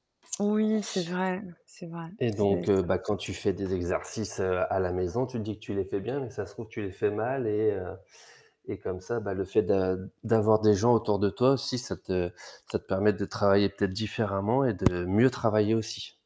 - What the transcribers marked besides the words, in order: distorted speech; tapping; stressed: "mieux"
- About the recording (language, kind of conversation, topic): French, unstructured, Comment intègres-tu l’exercice dans ta routine quotidienne ?